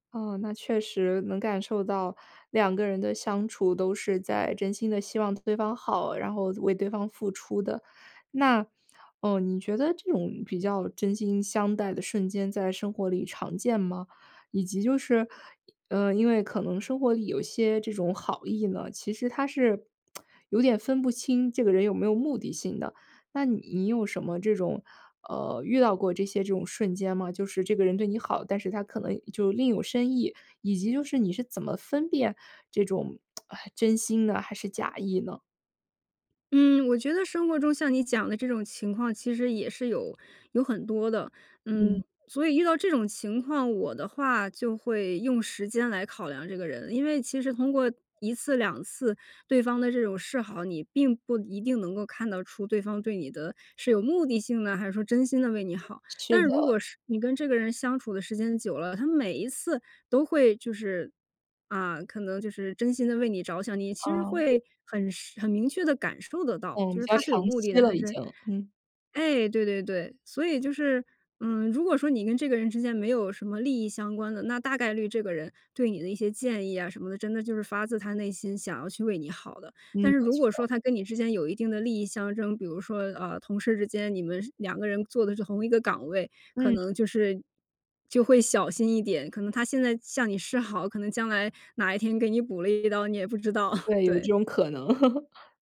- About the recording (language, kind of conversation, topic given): Chinese, podcast, 你是在什么瞬间意识到对方是真心朋友的？
- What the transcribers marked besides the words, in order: other background noise; lip smack; lip smack; chuckle